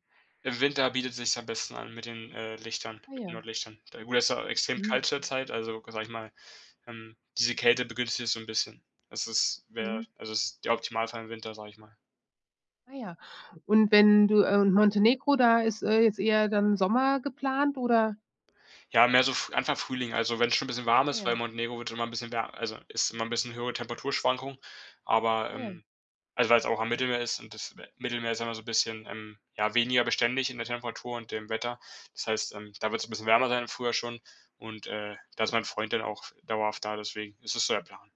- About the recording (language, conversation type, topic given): German, podcast, Wer hat dir einen Ort gezeigt, den sonst niemand kennt?
- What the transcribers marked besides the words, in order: none